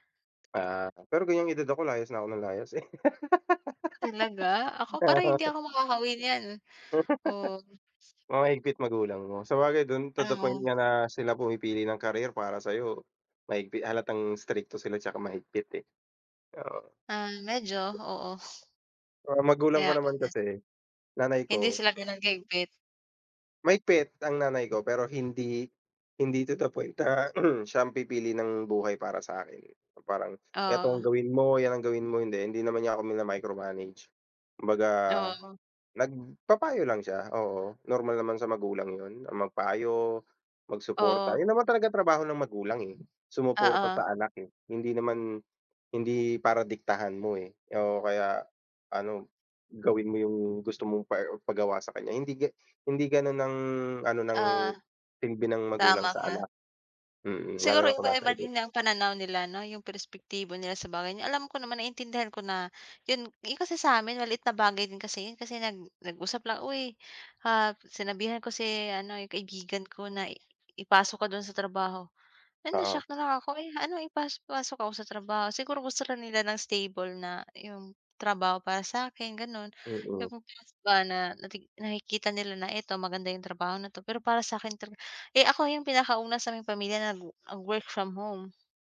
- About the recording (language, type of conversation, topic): Filipino, unstructured, Paano ninyo nilulutas ang mga hidwaan sa loob ng pamilya?
- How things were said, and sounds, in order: tapping; other background noise; laugh; unintelligible speech; laugh; throat clearing